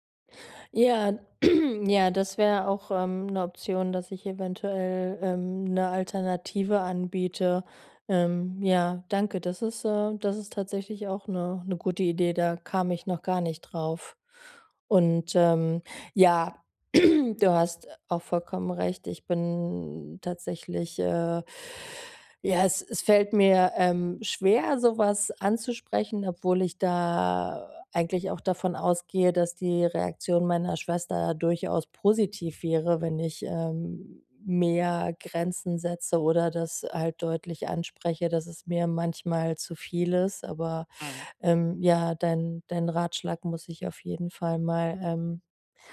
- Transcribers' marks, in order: throat clearing; throat clearing
- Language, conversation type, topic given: German, advice, Wie kann ich bei der Pflege meiner alten Mutter Grenzen setzen, ohne mich schuldig zu fühlen?